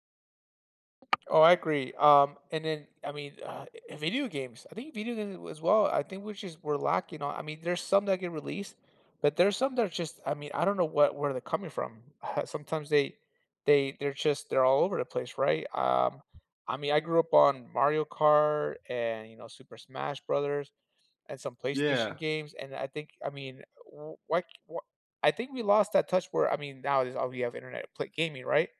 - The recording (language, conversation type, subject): English, unstructured, What scientific breakthrough surprised the world?
- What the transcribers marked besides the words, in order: tapping